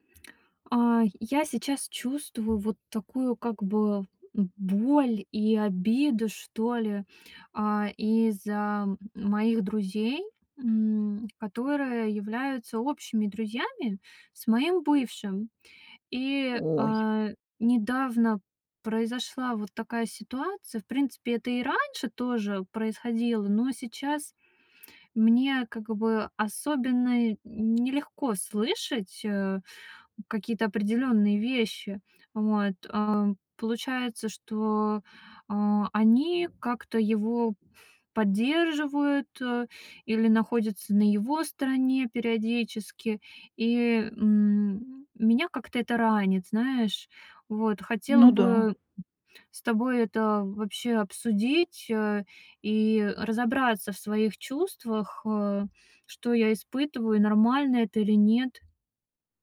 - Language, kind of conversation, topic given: Russian, advice, Как справиться с болью из‑за общих друзей, которые поддерживают моего бывшего?
- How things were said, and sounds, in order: none